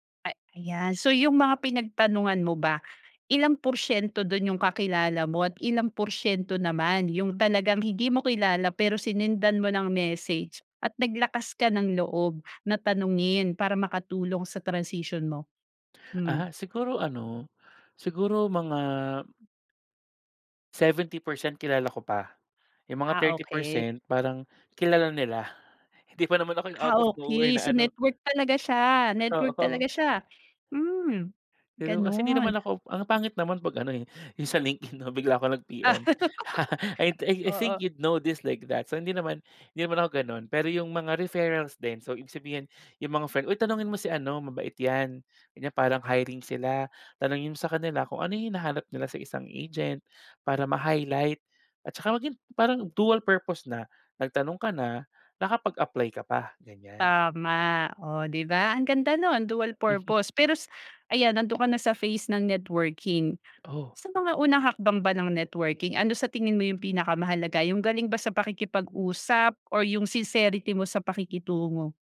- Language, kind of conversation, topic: Filipino, podcast, Gaano kahalaga ang pagbuo ng mga koneksyon sa paglipat mo?
- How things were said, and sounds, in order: tapping; in English: "out of nowhere"; laughing while speaking: "Oo"; laugh; in English: "I think you'd know this like that"; in English: "ma-highlight"; in English: "dual purpose"; in English: "dual purpose"; chuckle; in English: "sincerity"